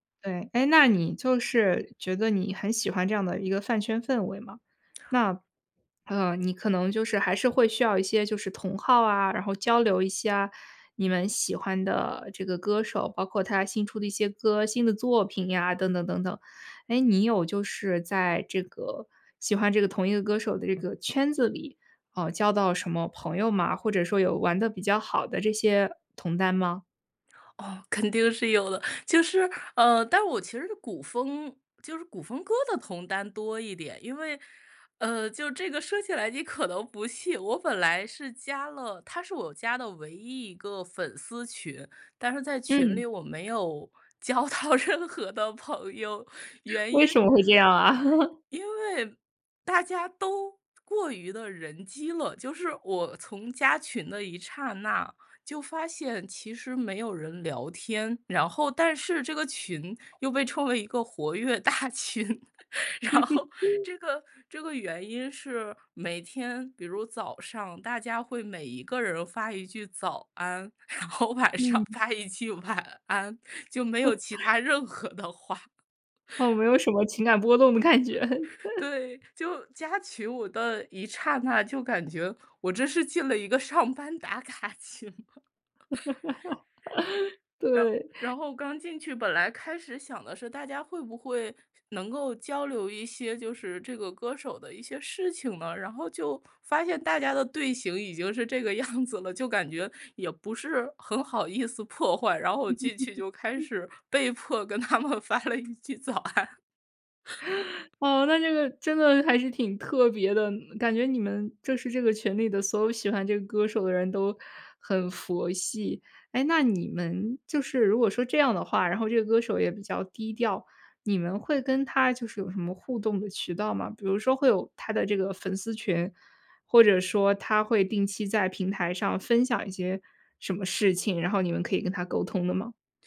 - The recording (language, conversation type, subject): Chinese, podcast, 你能和我们分享一下你的追星经历吗？
- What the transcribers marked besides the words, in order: laughing while speaking: "可能不信"; laughing while speaking: "交到任何的朋友，原因"; laugh; laughing while speaking: "大群。 然后"; laugh; laughing while speaking: "然后晚上发一句晚安，就没有其它任何的话"; laugh; laughing while speaking: "嗯，没有什么情感波动的感觉"; laugh; laughing while speaking: "上班打卡群了"; laugh; laugh; laughing while speaking: "对"; laughing while speaking: "样子了"; laughing while speaking: "破坏"; laugh; laughing while speaking: "被迫跟他们发了一句早安"; laugh